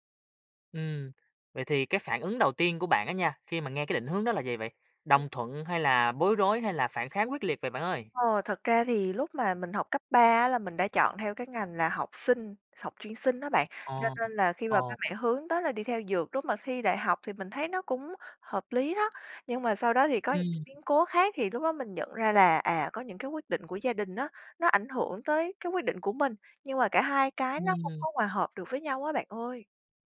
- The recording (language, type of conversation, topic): Vietnamese, podcast, Gia đình ảnh hưởng đến những quyết định quan trọng trong cuộc đời bạn như thế nào?
- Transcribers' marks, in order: unintelligible speech; tapping